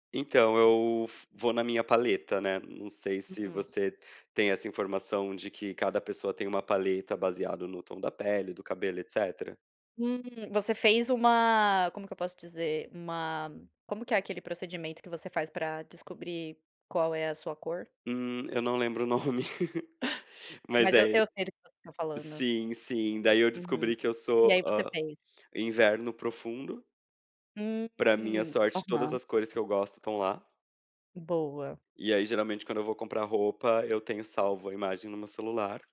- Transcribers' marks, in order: chuckle
- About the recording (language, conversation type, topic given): Portuguese, podcast, Como você equilibra conforto e aparência no dia a dia?